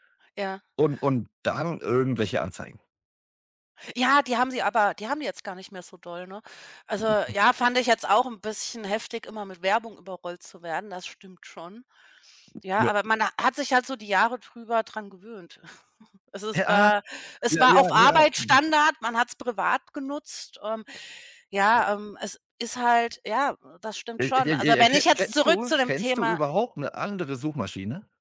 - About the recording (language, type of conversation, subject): German, unstructured, Wann ist der richtige Zeitpunkt, für die eigenen Werte zu kämpfen?
- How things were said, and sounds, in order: unintelligible speech; other background noise; chuckle; unintelligible speech